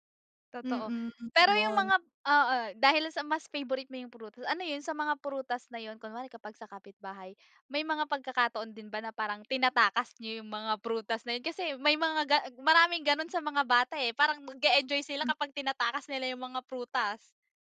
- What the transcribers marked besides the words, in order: none
- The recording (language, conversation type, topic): Filipino, podcast, Anong pagkain ang agad na nagpapabalik sa’yo sa pagkabata?